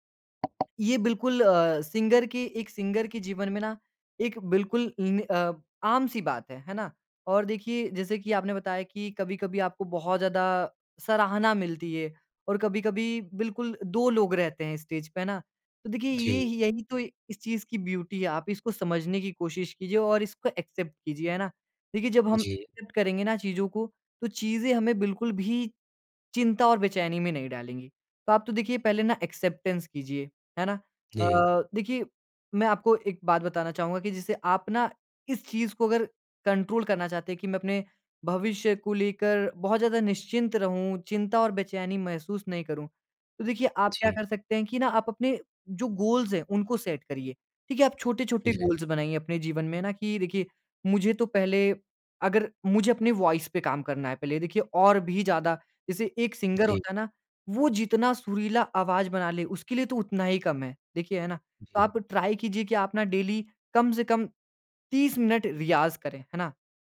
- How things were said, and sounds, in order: tapping; in English: "सिंगर"; in English: "सिंगर"; in English: "स्टेज"; in English: "ब्यूटी"; in English: "एक्सेप्ट"; in English: "एक्सेप्ट"; in English: "एक्सेप्टेंस"; in English: "कंट्रोल"; in English: "गोल्स"; in English: "सेट"; in English: "गोल्स"; in English: "वॉइस"; in English: "सिंगर"; in English: "ट्राई"; in English: "डेली"
- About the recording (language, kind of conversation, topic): Hindi, advice, अनिश्चित भविष्य के प्रति चिंता और बेचैनी